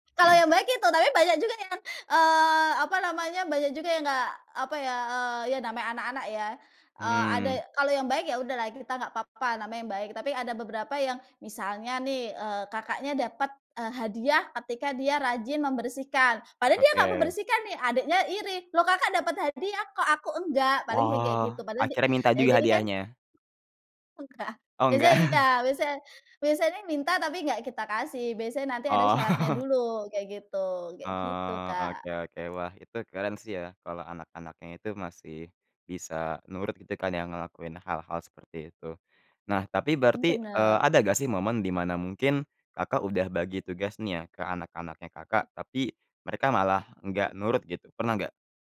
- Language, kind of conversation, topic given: Indonesian, podcast, Bagaimana membangun kebiasaan beres-beres tanpa merasa terpaksa?
- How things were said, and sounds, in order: chuckle; other background noise; laugh; laugh